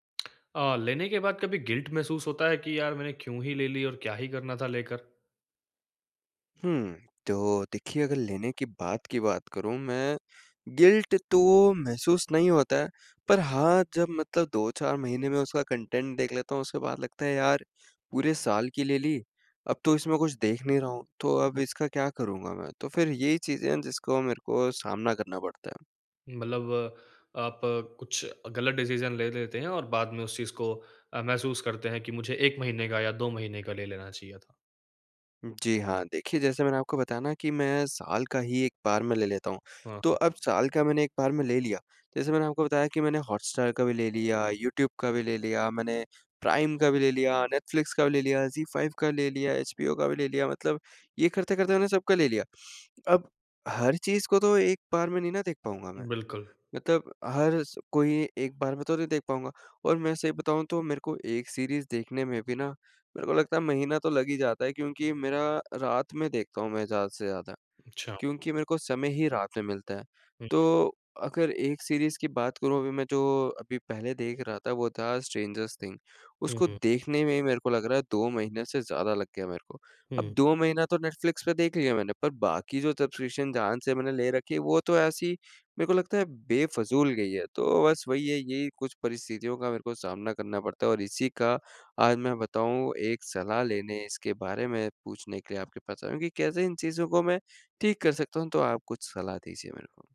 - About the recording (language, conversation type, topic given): Hindi, advice, कम चीज़ों में संतोष खोजना
- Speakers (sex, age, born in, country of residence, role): male, 20-24, India, India, advisor; male, 20-24, India, India, user
- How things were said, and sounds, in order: lip smack; in English: "गिल्ट"; in English: "गिल्ट"; in English: "कंटेंट"; in English: "डिसीज़न"; sniff; in English: "सीरीज़"; in English: "सीरीज़"; in English: "सब्सक्रिप्शन"